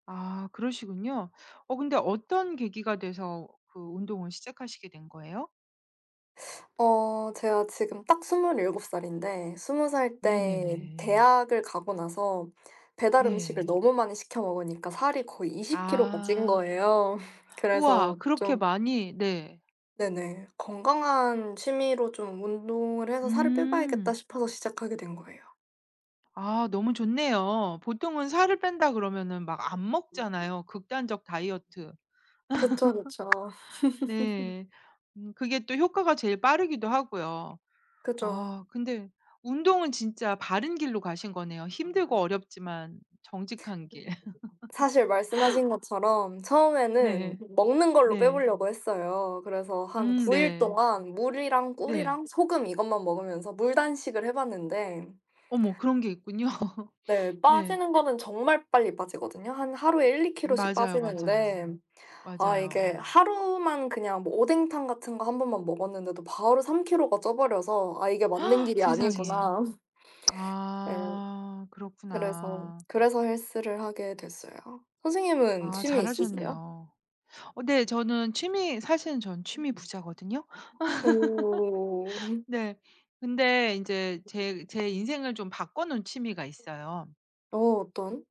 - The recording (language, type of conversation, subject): Korean, unstructured, 취미를 시작할 때 가장 중요한 것은 무엇일까요?
- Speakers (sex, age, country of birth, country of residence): female, 25-29, South Korea, France; female, 50-54, South Korea, Italy
- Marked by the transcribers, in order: other background noise; tapping; background speech; laugh; unintelligible speech; laugh; laughing while speaking: "있군요"; sniff; gasp; laugh